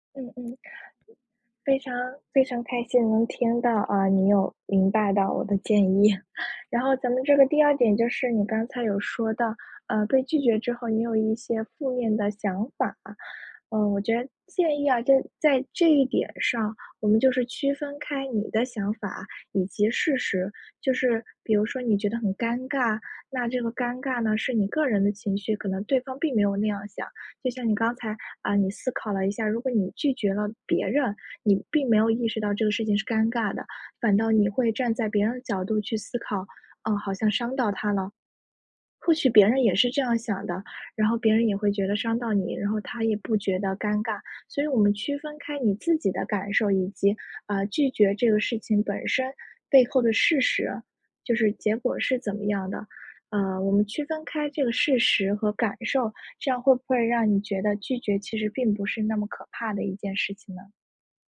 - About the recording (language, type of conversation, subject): Chinese, advice, 你因为害怕被拒绝而不敢主动社交或约会吗？
- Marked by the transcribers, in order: other background noise; laughing while speaking: "建议"